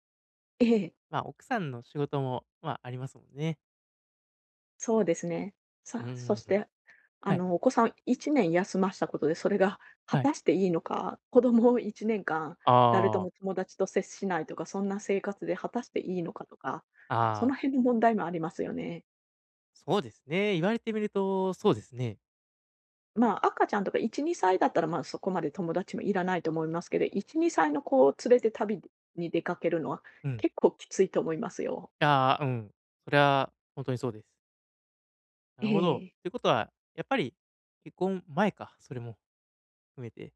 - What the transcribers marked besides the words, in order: none
- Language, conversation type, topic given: Japanese, advice, 大きな決断で後悔を避けるためには、どのように意思決定すればよいですか？